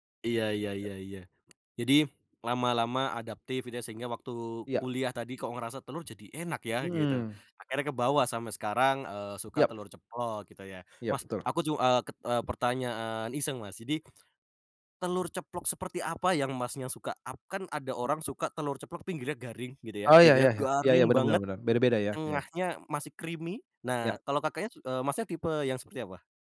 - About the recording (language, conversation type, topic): Indonesian, podcast, Apa sarapan favoritmu, dan kenapa kamu memilihnya?
- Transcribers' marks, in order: other background noise; tapping; stressed: "garing"; in English: "creamy"